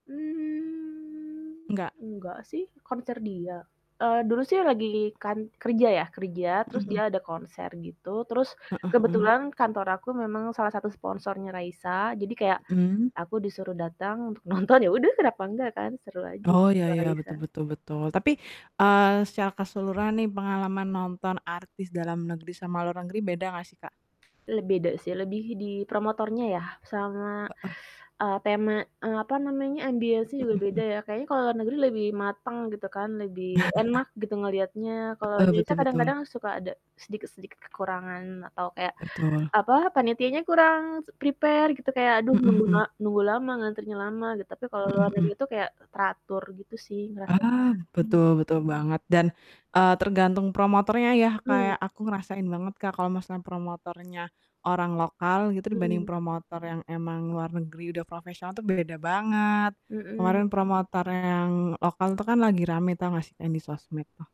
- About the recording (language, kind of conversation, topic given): Indonesian, unstructured, Apa pengalaman paling menyenangkan saat menonton pertunjukan musik secara langsung?
- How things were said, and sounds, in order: static; drawn out: "Mmm"; tapping; distorted speech; other background noise; laughing while speaking: "nonton"; in English: "ambience-nya"; chuckle; in English: "prepare"